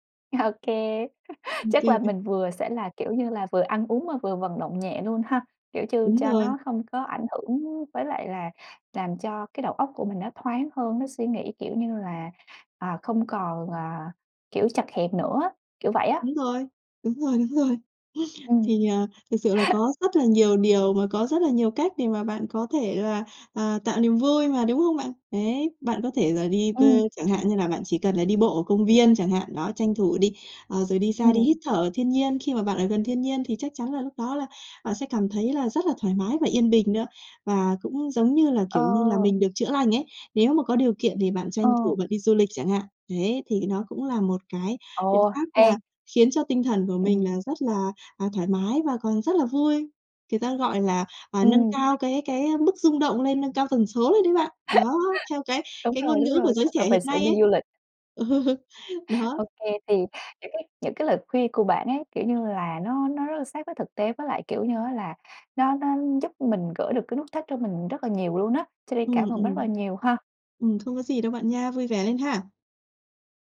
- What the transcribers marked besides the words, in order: laughing while speaking: "Ô kê"; laugh; unintelligible speech; tapping; laugh; laugh; laughing while speaking: "Ừ, đó"
- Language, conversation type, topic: Vietnamese, advice, Tôi cảm thấy trống rỗng và khó chấp nhận nỗi buồn kéo dài; tôi nên làm gì?